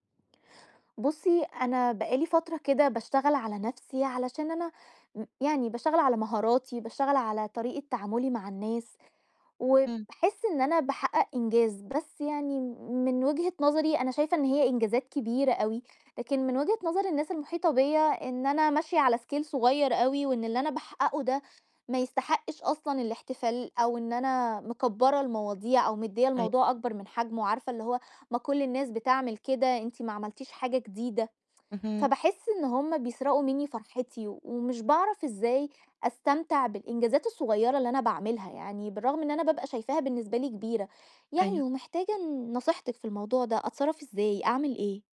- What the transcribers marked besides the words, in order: in English: "scale"; tsk
- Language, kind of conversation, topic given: Arabic, advice, إزاي أكرّم انتصاراتي الصغيرة كل يوم من غير ما أحس إنها تافهة؟